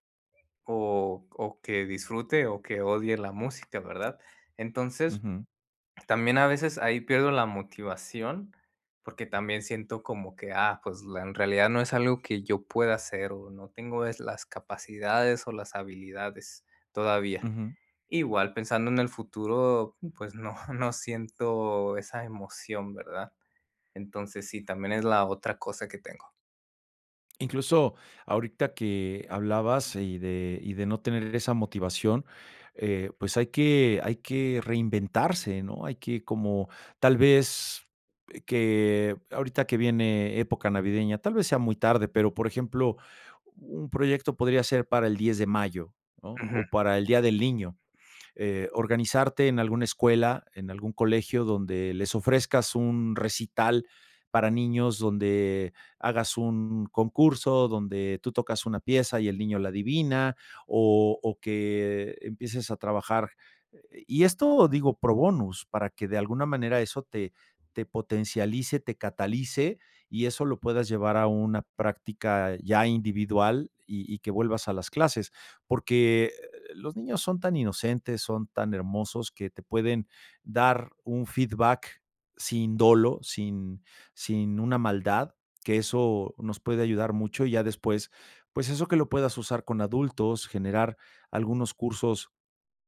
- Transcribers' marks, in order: chuckle; other noise
- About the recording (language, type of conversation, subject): Spanish, advice, ¿Cómo puedo encontrarle sentido a mi trabajo diario si siento que no tiene propósito?